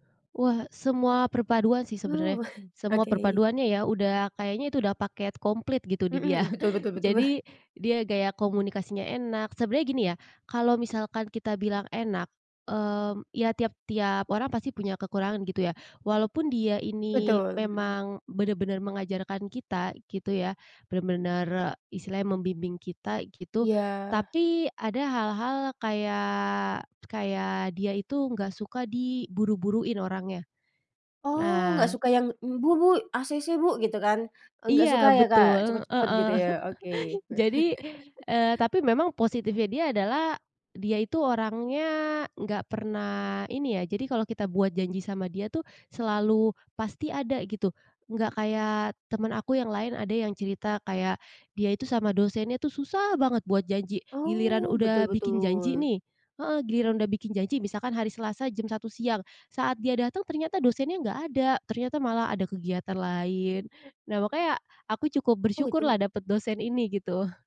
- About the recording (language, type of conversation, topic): Indonesian, podcast, Bagaimana cara mencari mentor jika saya belum mengenal siapa pun?
- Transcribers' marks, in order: chuckle; chuckle; laugh; chuckle